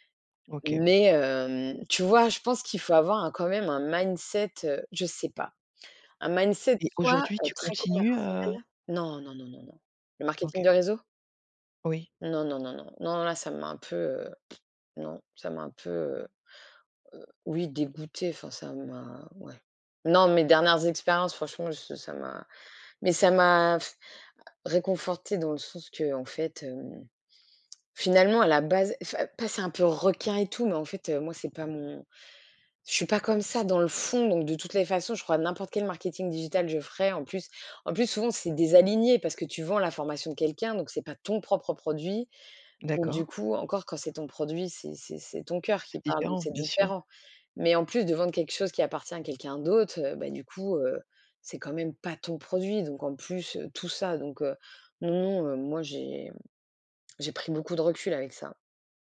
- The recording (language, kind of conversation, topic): French, podcast, Comment les réseaux sociaux influencent-ils nos envies de changement ?
- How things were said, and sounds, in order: in English: "mindset"; in English: "mindset"; disgusted: "pff non, ça m'a un … ça m'a, ouais"; blowing; stressed: "fond"; stressed: "ton"